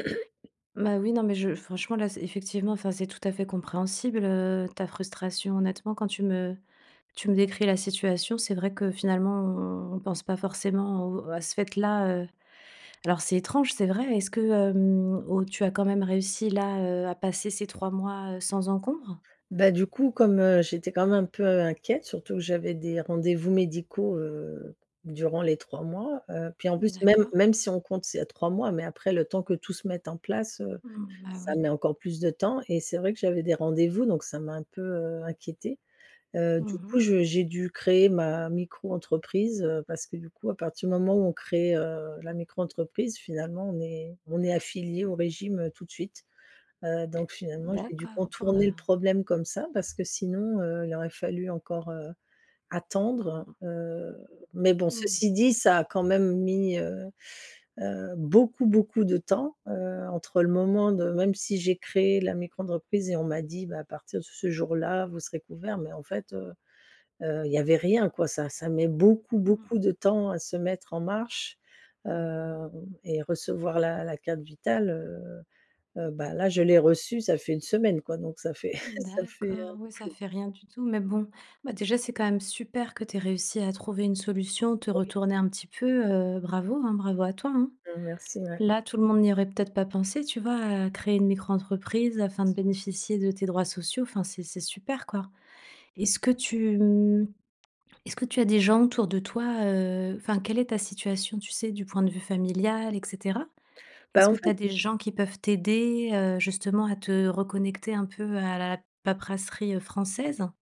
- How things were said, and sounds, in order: tapping; drawn out: "hem"; chuckle; other background noise; unintelligible speech
- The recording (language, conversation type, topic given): French, advice, Comment décririez-vous votre frustration face à la paperasserie et aux démarches administratives ?